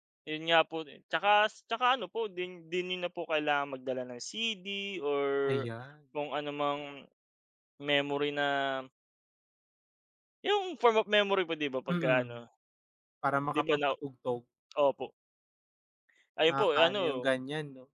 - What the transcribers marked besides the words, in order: in English: "form of memory"
- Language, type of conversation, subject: Filipino, unstructured, Anu-ano ang mga tuklas sa agham na nagpapasaya sa iyo?